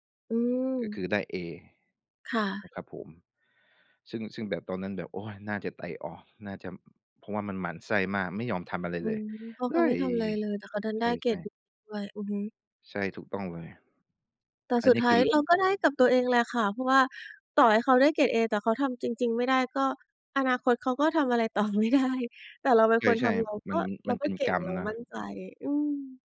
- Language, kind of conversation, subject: Thai, podcast, มีเคล็ดลับอะไรบ้างที่ช่วยให้เรากล้าล้มแล้วลุกขึ้นมาลองใหม่ได้อีกครั้ง?
- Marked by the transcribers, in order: other noise; laughing while speaking: "ไม่ได้"